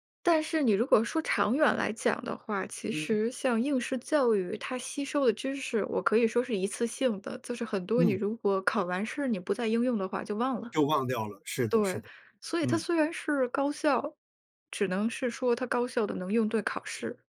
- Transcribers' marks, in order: none
- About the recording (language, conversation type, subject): Chinese, podcast, 你认为快乐学习和高效学习可以同时实现吗？